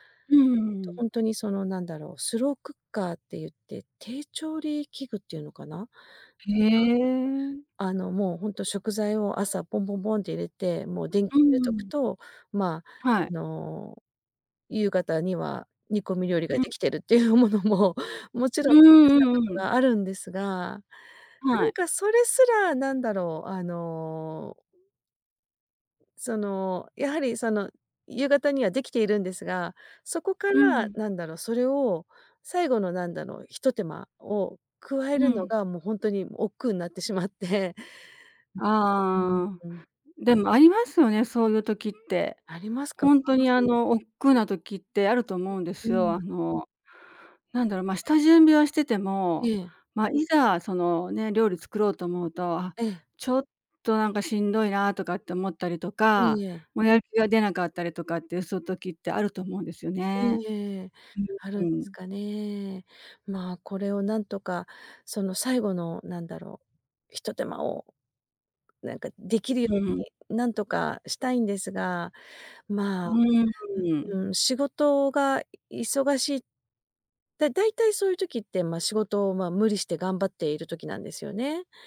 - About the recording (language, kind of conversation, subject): Japanese, advice, 仕事が忙しくて自炊する時間がないのですが、どうすればいいですか？
- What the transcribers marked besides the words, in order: other background noise; laughing while speaking: "っていうものも"